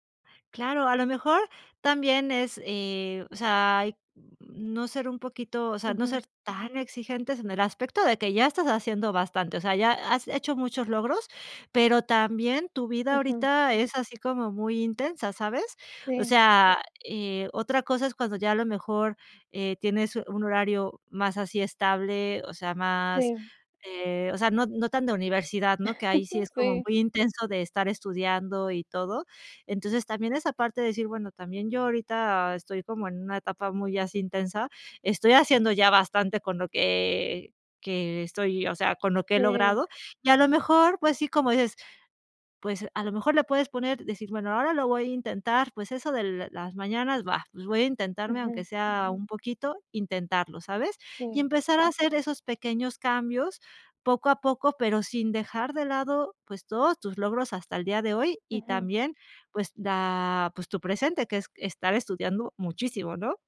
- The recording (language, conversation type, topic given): Spanish, advice, ¿Por qué me siento frustrado/a por no ver cambios después de intentar comer sano?
- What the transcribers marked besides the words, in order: none